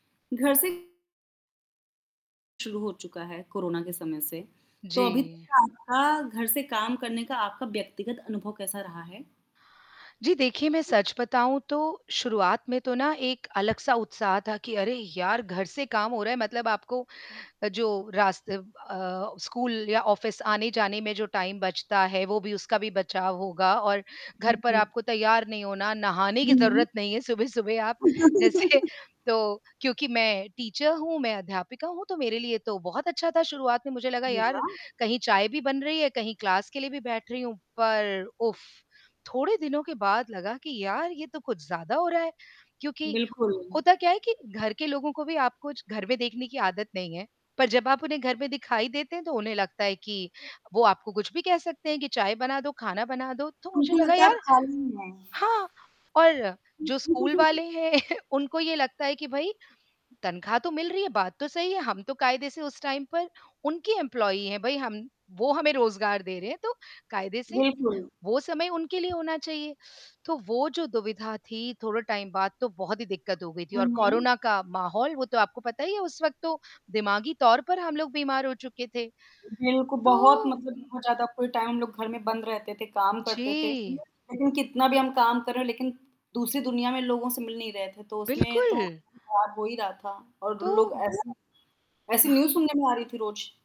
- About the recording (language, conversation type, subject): Hindi, podcast, घर से काम करने का आपका व्यक्तिगत अनुभव कैसा रहा है?
- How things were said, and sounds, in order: static; distorted speech; in English: "ऑफ़िस"; in English: "टाइम"; laughing while speaking: "जैसे"; laugh; in English: "टीचर"; in English: "क्लास"; chuckle; in English: "टाइम"; in English: "एम्प्लॉयी"; in English: "टाइम"; other background noise; in English: "फुल टाइम"; unintelligible speech; in English: "न्यूज़"